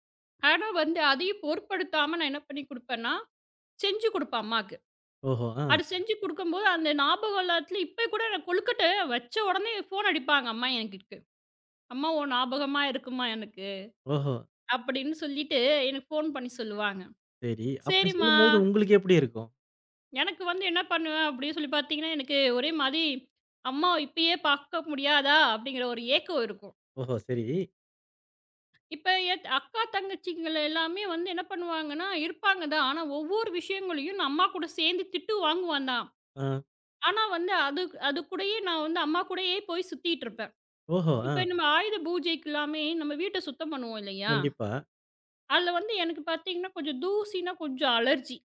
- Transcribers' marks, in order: in English: "போன்"; in English: "போன்"; drawn out: "சரிம்மா"; in English: "அலர்ஜி"
- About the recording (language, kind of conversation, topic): Tamil, podcast, குடும்பத்தினர் அன்பையும் கவனத்தையும் எவ்வாறு வெளிப்படுத்துகிறார்கள்?